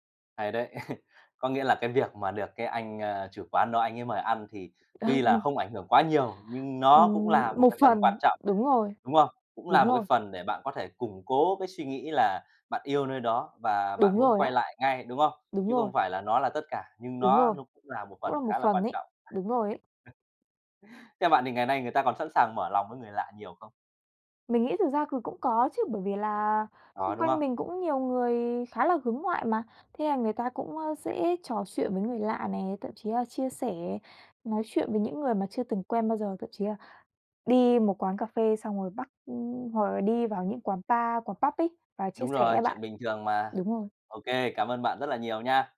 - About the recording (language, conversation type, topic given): Vietnamese, podcast, Bạn có thể kể về lần bạn được người lạ mời ăn cùng không?
- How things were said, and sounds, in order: chuckle; laughing while speaking: "Ừm"; tapping; other background noise; chuckle; "Bar" said as "pa"; in English: "Pub"